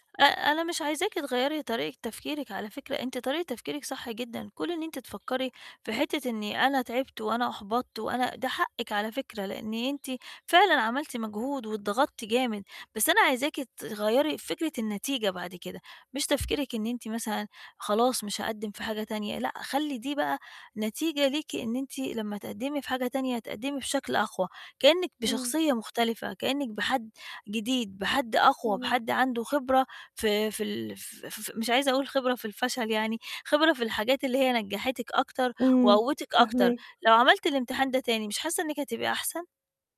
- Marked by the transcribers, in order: none
- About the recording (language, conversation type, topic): Arabic, advice, إزاي أقدر أتجاوز إحساس الفشل والإحباط وأنا بحاول تاني؟